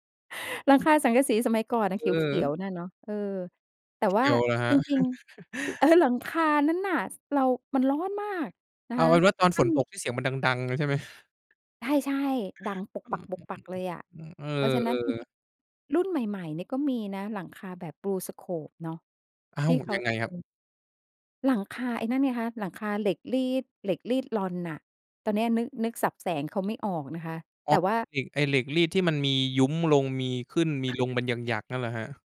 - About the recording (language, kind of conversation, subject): Thai, podcast, มีวิธีทำให้บ้านเย็นหรืออุ่นอย่างประหยัดไหม?
- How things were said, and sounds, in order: chuckle; laughing while speaking: "เออ"; chuckle; chuckle; other background noise